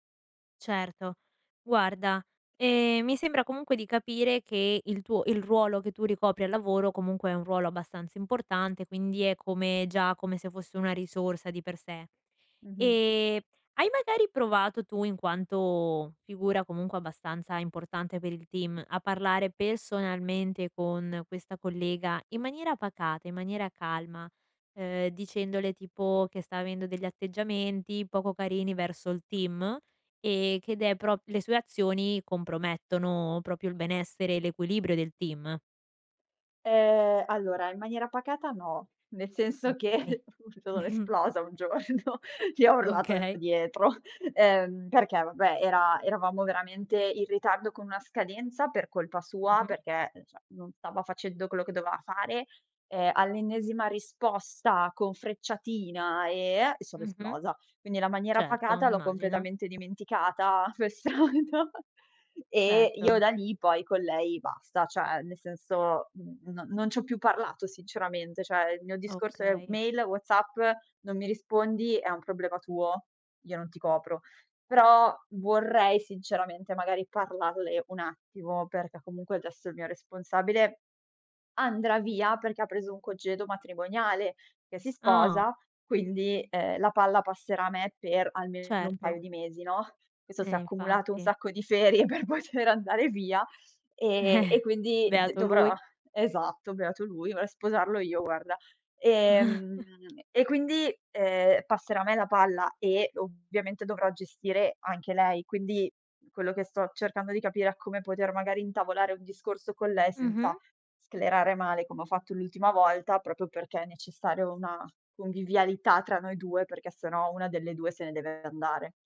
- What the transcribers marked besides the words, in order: other background noise; "proprio" said as "propio"; laughing while speaking: "che sono esplosa un giorno"; chuckle; laughing while speaking: "Okay"; chuckle; "cioè" said as "ceh"; tapping; laughing while speaking: "come al solito"; "cioè" said as "ceh"; laughing while speaking: "ferie per poter andare via"; giggle; chuckle; "proprio" said as "propio"
- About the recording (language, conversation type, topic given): Italian, advice, Come posso gestire un collega difficile che ostacola il mio lavoro?